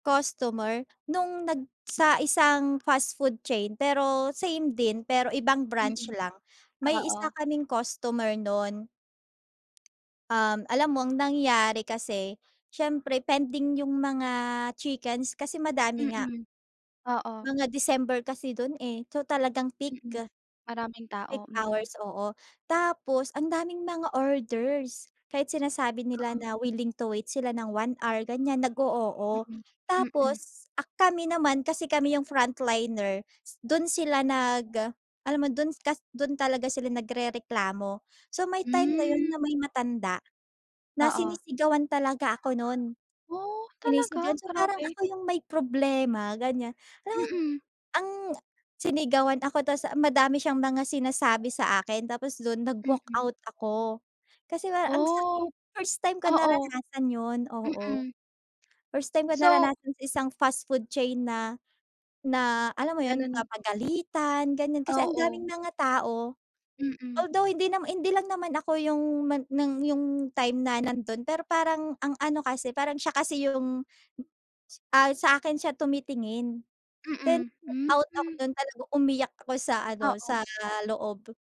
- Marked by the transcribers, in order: tapping; in English: "fast food chain"; in English: "willing to wait"; surprised: "Oh, talaga? Grabe"; in English: "fast food chain"
- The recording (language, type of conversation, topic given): Filipino, podcast, Ano ang pinakamalaking hamon na naranasan mo sa trabaho?